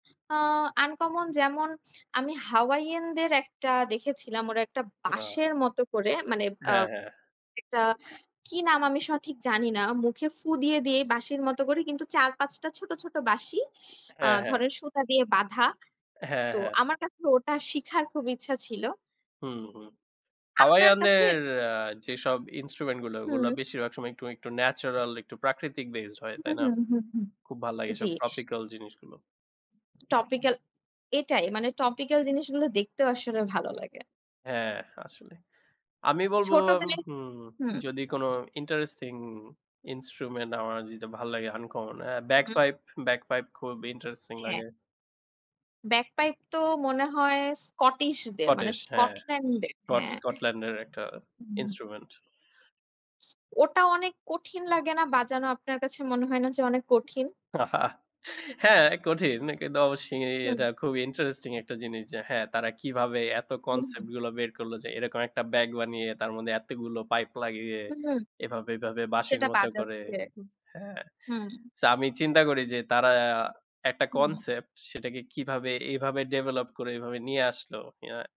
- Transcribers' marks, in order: other background noise; in English: "interesting instrument"; tapping; other animal sound; chuckle
- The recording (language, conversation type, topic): Bengali, unstructured, তুমি যদি এক দিনের জন্য যেকোনো বাদ্যযন্ত্র বাজাতে পারতে, কোনটি বাজাতে চাইতে?